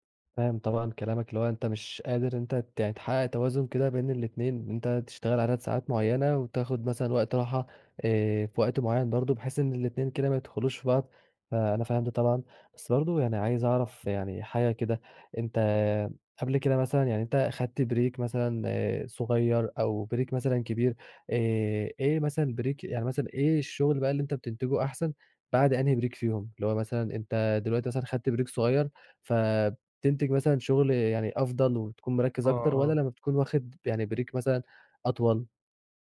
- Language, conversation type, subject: Arabic, advice, إزاي أوازن بين فترات الشغل المكثّف والاستراحات اللي بتجدّد طاقتي طول اليوم؟
- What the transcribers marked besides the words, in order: in English: "بريك"; in English: "بريك"; in English: "بريك"; in English: "بريك"; in English: "بريك"; in English: "بريك"